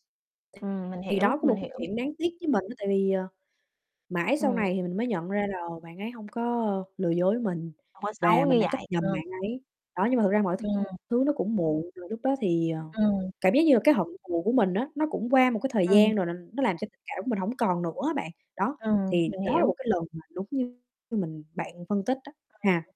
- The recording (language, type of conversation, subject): Vietnamese, unstructured, Có nên tha thứ cho người đã làm tổn thương mình không?
- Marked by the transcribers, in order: unintelligible speech; distorted speech; mechanical hum; other background noise; static; tapping